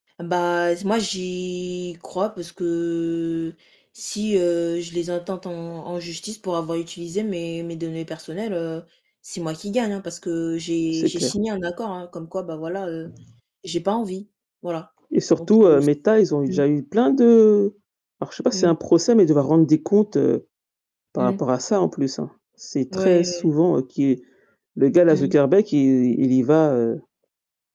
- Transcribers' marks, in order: drawn out: "j'y"; drawn out: "que"; other background noise; tapping; distorted speech
- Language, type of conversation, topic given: French, unstructured, Comment réagis-tu aux scandales liés à l’utilisation des données personnelles ?